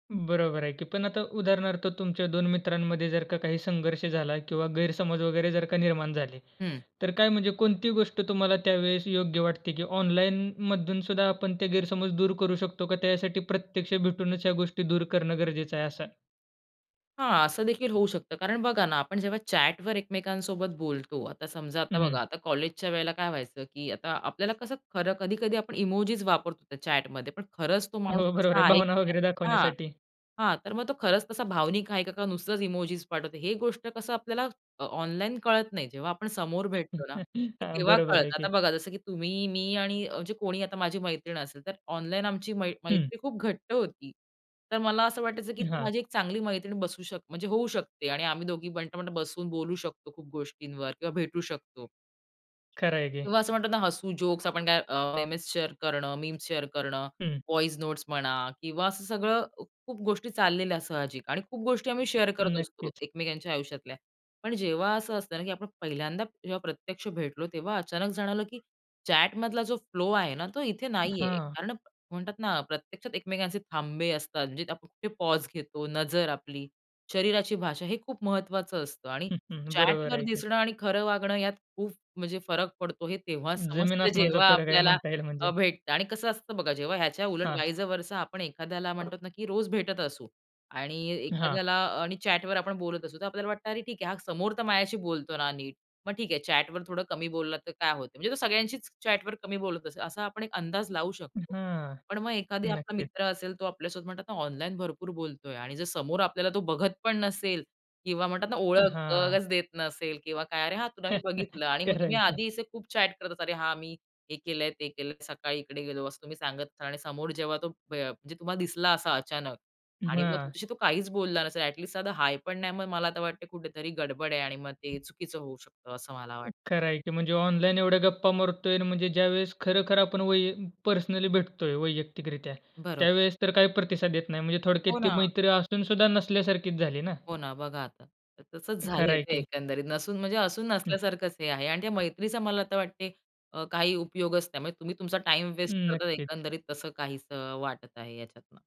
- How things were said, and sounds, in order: in English: "चॅट"; other noise; in English: "चॅट"; other background noise; chuckle; in English: "बट, बट"; in English: "शेअर"; in English: "मेमेस शेअर"; in English: "मीम्स शेअर"; in English: "वॉइस नोट्स"; in English: "शेअर"; in English: "चॅट"; in English: "फ्लो"; in English: "पॉज"; in English: "चॅट"; in English: "वाइस वर्सा"; in English: "चॅट"; tapping; in English: "चॅट"; in English: "चॅट"; "ओळखच" said as "ओळखगच"; chuckle; in English: "चॅट"; laughing while speaking: "करायची"; in English: "ॲट लिस्ट"; in English: "हाय"
- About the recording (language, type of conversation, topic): Marathi, podcast, ऑनलाइन आणि प्रत्यक्ष मैत्रीतला सर्वात मोठा फरक काय आहे?